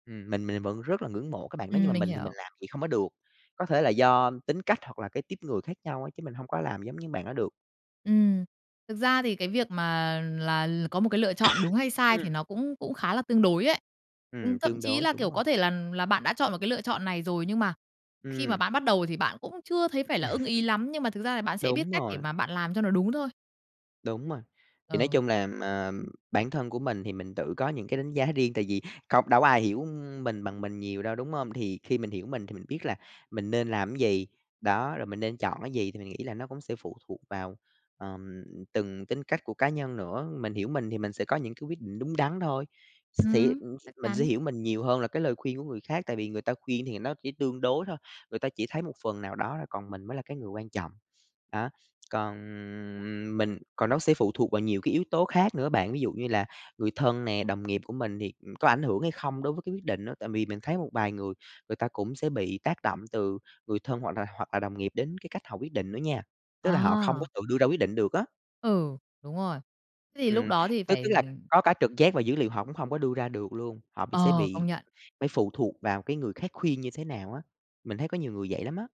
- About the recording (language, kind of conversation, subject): Vietnamese, podcast, Nói thiệt, bạn thường quyết định dựa vào trực giác hay dữ liệu hơn?
- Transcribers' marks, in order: tapping; other background noise; cough; chuckle; drawn out: "còn"